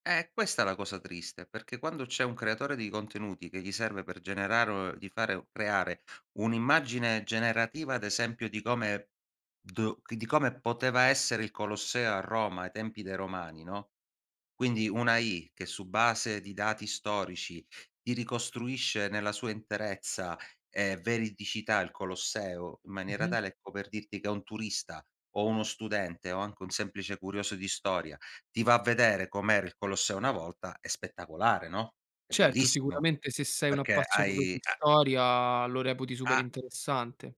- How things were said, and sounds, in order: in English: "AI"
- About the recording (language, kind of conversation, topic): Italian, podcast, Come bilanci l’autenticità con un’immagine curata?